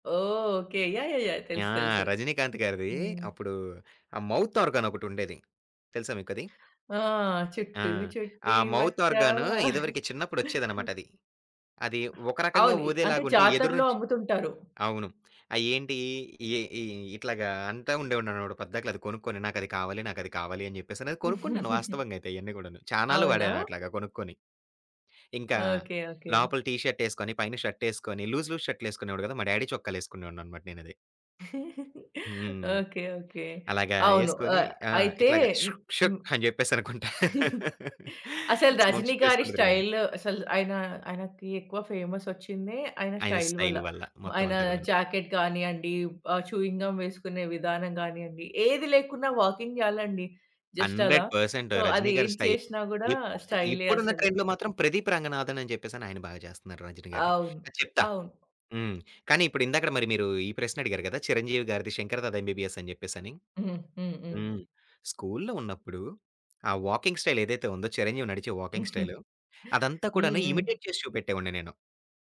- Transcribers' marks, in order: in English: "మౌత్ ఆర్గాన్"; singing: "చుట్టూ చుట్టి వచ్చావా"; in English: "మౌత్ ఆర్గాన్"; laugh; other background noise; laugh; in English: "టీ షర్ట్"; in English: "షర్ట్"; in English: "లూజ్"; in English: "డ్యాడీ"; giggle; chuckle; in English: "స్టైల్"; laugh; in English: "సౌండ్స్"; in English: "ఫేమ్"; in English: "స్టైల్"; in English: "జాకెట్"; in English: "స్టైల్"; in English: "చూయింగ్ గమ్"; in English: "వాకింగ్"; in English: "జస్ట్"; in English: "హండ్రెడ్ పర్సెంట్"; in English: "సో"; in English: "స్టైల్"; in English: "స్టైలే"; in English: "ట్రెండ్‌లో"; in English: "వాకింగ్ స్టైల్"; in English: "వాకింగ్ స్టైల్"; in English: "ఇమిటేట్"
- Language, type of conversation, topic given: Telugu, podcast, మీరు సినిమా హీరోల స్టైల్‌ను అనుసరిస్తున్నారా?